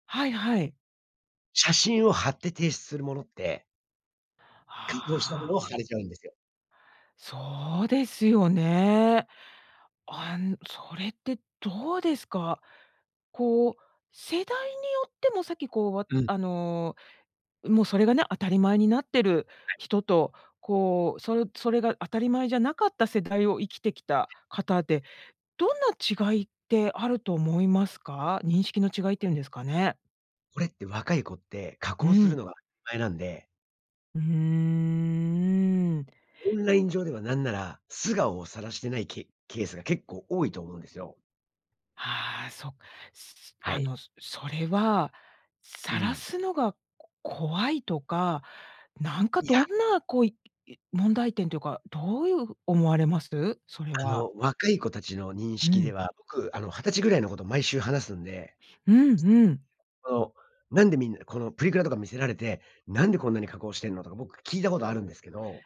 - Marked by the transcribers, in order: other background noise; tapping; drawn out: "うーん"
- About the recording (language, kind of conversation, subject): Japanese, podcast, 写真加工やフィルターは私たちのアイデンティティにどのような影響を与えるのでしょうか？